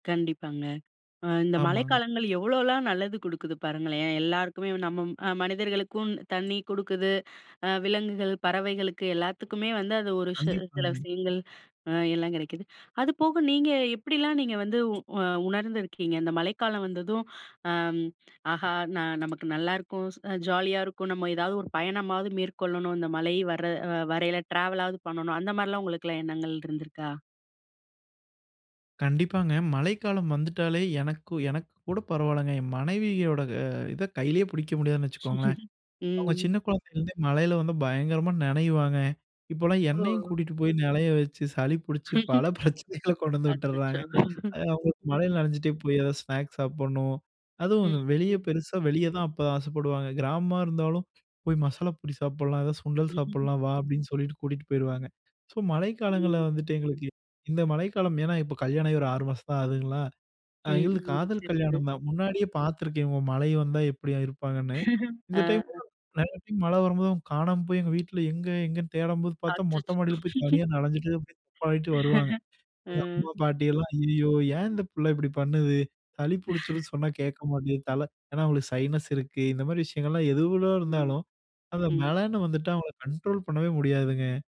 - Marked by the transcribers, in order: other background noise; laugh; laughing while speaking: "பல பிரச்சனைகள கொண்டு வந்து விட்டுடுறாங்க"; laugh; laugh; laugh; laugh; other noise; laugh; laugh
- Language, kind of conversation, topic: Tamil, podcast, மழைக்காலம் வந்ததும் இயற்கையில் முதலில் என்ன மாறுகிறது?